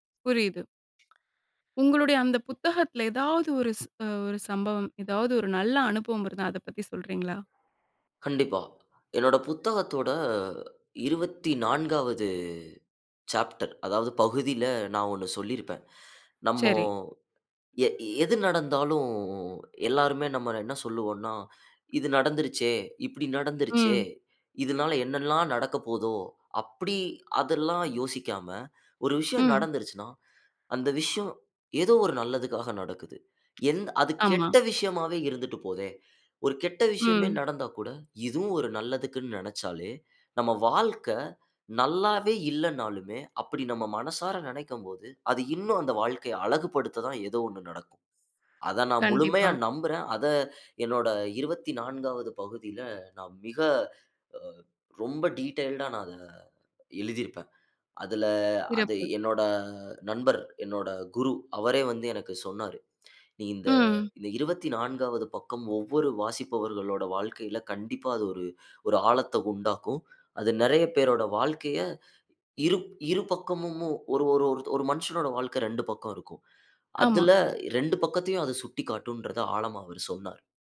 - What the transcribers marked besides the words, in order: other noise; "நம்ம" said as "நம்மோ"; other background noise; "நினைக்கும்" said as "நெனக்கம்"; in English: "டீட்டெயில்"; drawn out: "அதுல"
- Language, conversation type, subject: Tamil, podcast, ஒரு சிறிய சம்பவம் உங்கள் வாழ்க்கையில் பெரிய மாற்றத்தை எப்படிச் செய்தது?